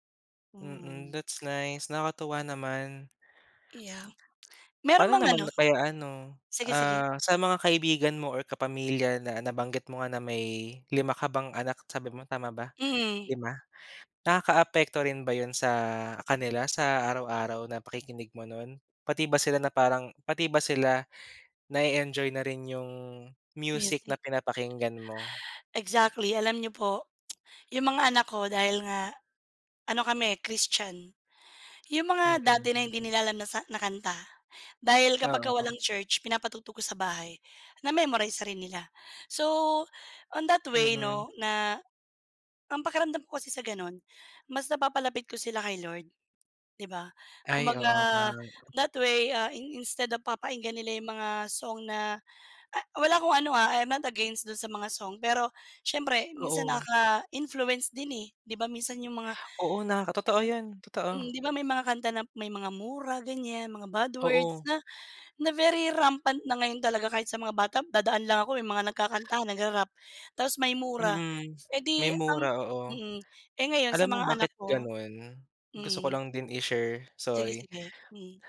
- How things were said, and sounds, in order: lip smack; lip smack; other background noise; tsk; in English: "I am not against"; tapping; in English: "very rampant"
- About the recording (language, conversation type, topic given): Filipino, unstructured, Paano nakaaapekto sa iyo ang musika sa araw-araw?